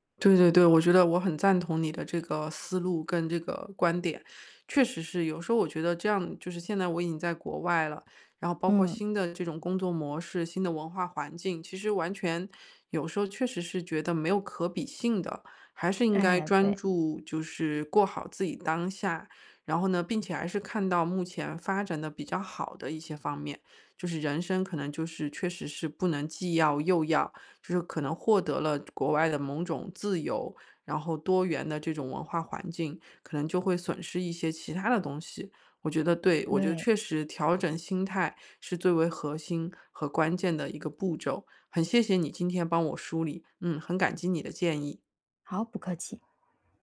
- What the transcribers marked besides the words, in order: other background noise; dog barking
- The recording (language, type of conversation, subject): Chinese, advice, 我总是和别人比较，压力很大，该如何为自己定义成功？